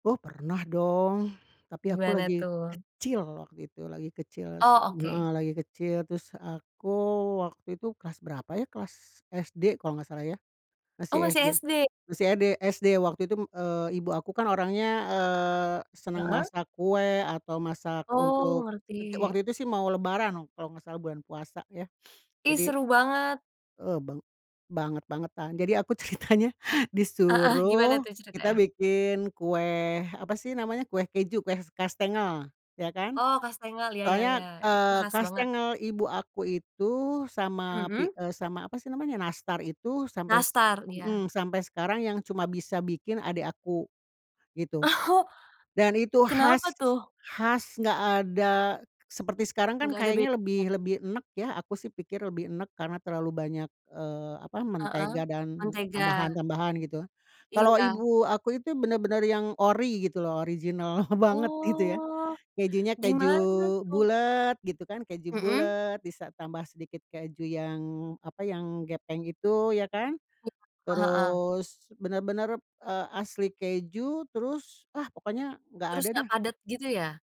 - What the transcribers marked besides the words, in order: laughing while speaking: "ceritanya"; laughing while speaking: "Oh"; other background noise; laughing while speaking: "banget"
- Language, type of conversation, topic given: Indonesian, podcast, Pernahkah kamu belajar memasak dari orang tua, dan seperti apa ceritanya?